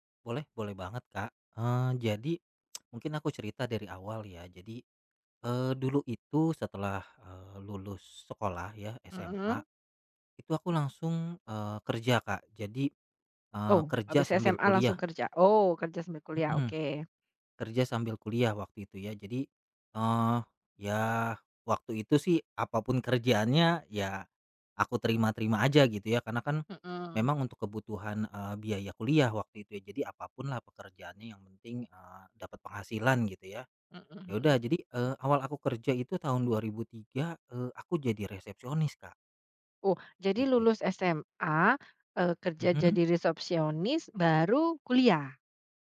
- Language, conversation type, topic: Indonesian, podcast, Apa tips kamu buat orang muda yang mau mulai karier?
- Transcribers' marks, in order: tsk